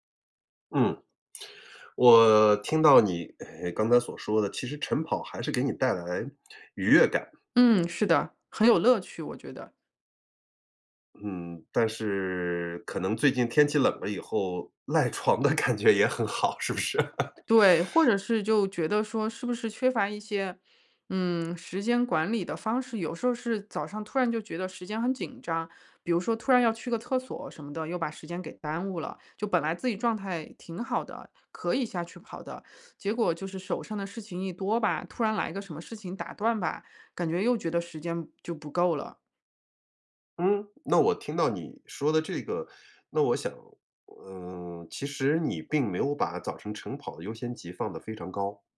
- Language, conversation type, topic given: Chinese, advice, 为什么早起并坚持晨间习惯对我来说这么困难？
- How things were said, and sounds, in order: laughing while speaking: "赖床的感觉也很好，是不是？"; laugh